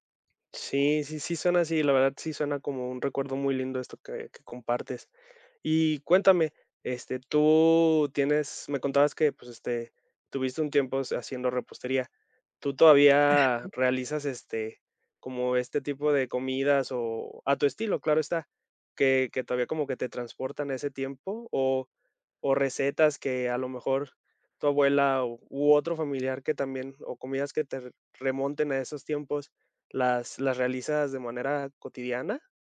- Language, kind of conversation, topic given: Spanish, podcast, ¿Cuál es tu recuerdo culinario favorito de la infancia?
- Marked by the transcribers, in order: other background noise